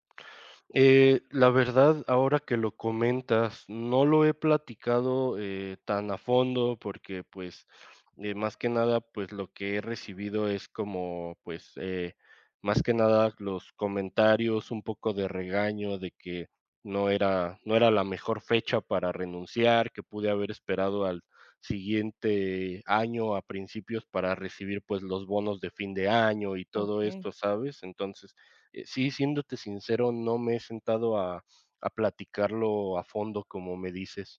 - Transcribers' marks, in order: other background noise; tapping
- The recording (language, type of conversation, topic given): Spanish, advice, ¿Cómo puedo manejar un sentimiento de culpa persistente por errores pasados?